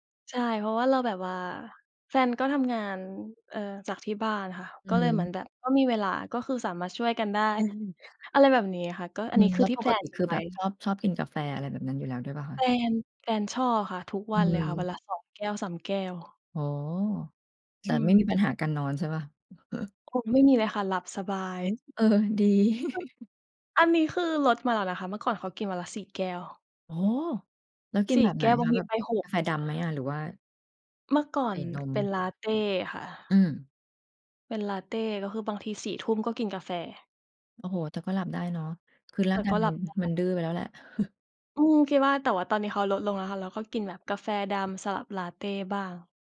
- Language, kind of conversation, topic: Thai, unstructured, คุณอยากเห็นตัวเองในอีก 5 ปีข้างหน้าเป็นอย่างไร?
- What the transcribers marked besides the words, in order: chuckle; in English: "แพลน"; chuckle; other background noise; giggle; chuckle